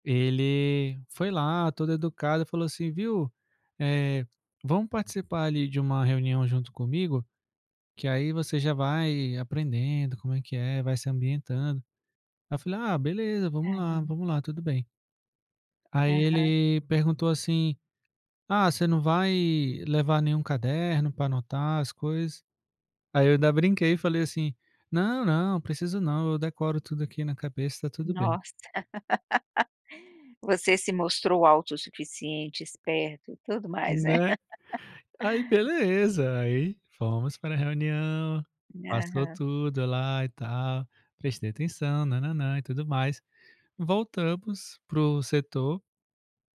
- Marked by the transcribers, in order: laugh
- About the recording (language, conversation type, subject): Portuguese, podcast, Como o erro faz parte do seu processo criativo?